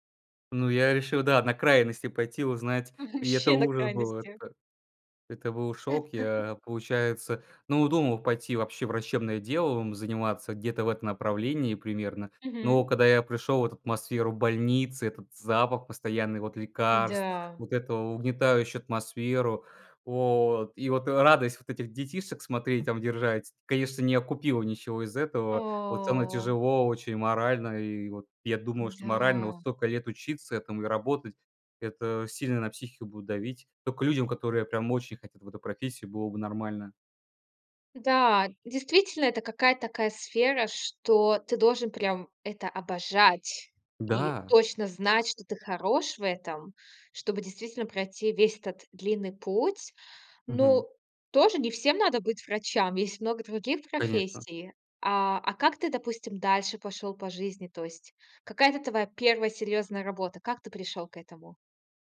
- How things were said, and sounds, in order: "вообще" said as "ще"; laugh; tapping; drawn out: "О!"
- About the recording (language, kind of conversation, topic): Russian, podcast, Как выбрать работу, если не знаешь, чем заняться?